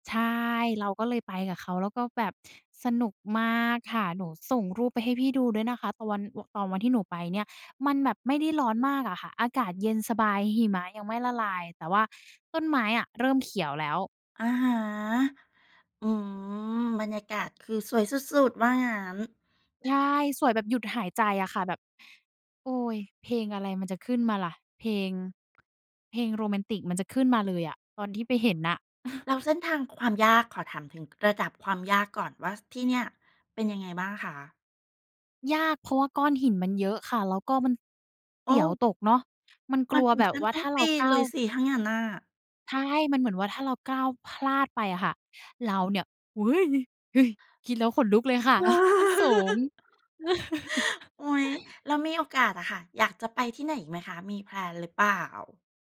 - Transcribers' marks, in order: chuckle; chuckle; laughing while speaking: "ค่ะ"; chuckle; in English: "แพลน"
- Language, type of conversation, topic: Thai, podcast, คุณช่วยเล่าประสบการณ์การเดินป่าที่คุณชอบที่สุดให้ฟังหน่อยได้ไหม?